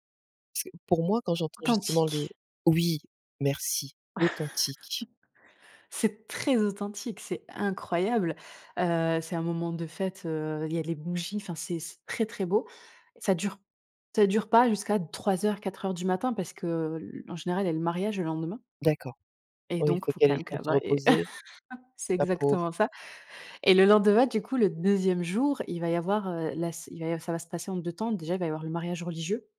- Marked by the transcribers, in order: chuckle; laugh
- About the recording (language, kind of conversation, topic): French, podcast, Comment célèbre-t-on les grandes fêtes chez toi ?